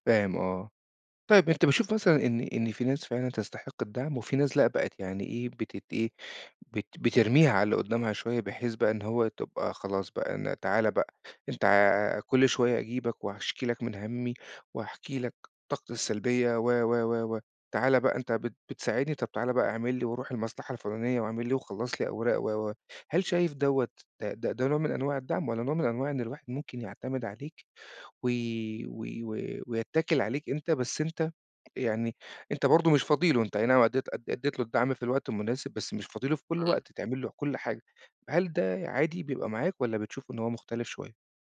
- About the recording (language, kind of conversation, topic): Arabic, podcast, إيه أهمية الدعم الاجتماعي بعد الفشل؟
- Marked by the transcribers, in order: tapping